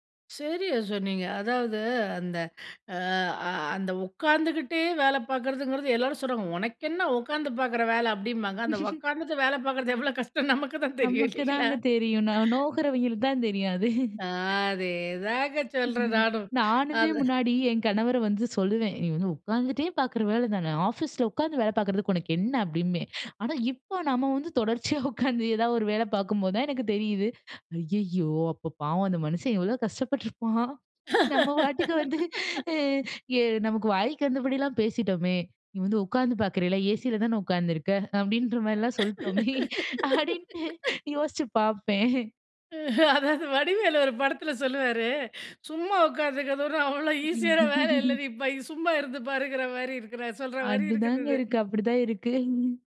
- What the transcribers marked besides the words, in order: chuckle; other background noise; laughing while speaking: "எவ்வளோ கஷ்டம்னு நமக்குதான் தெரியும். இல்லைங்களா?"; laughing while speaking: "அது"; chuckle; laughing while speaking: "தொடர்ச்சியா உட்கார்ந்து"; laugh; laughing while speaking: "நம்ம பாட்டுக்கு வந்து, அ எ நமக்கு வாய்க்கு வந்தபடிலாம் பேசிட்டோமே"; tapping; laugh; laughing while speaking: "சொல்லிட்டோமே அப்டின்ட்டு யோசிச்சு பாப்பேன்"; laughing while speaking: "அதாவது வடிவேலு ஒரு படத்துல சொல்லுவாரு … பாருங்கற மாரி இருக்கு"; giggle; chuckle
- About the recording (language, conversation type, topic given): Tamil, podcast, காலத்தைச் சிறப்பாகச் செலவிட்டு நீங்கள் பெற்ற ஒரு வெற்றிக் கதையைப் பகிர முடியுமா?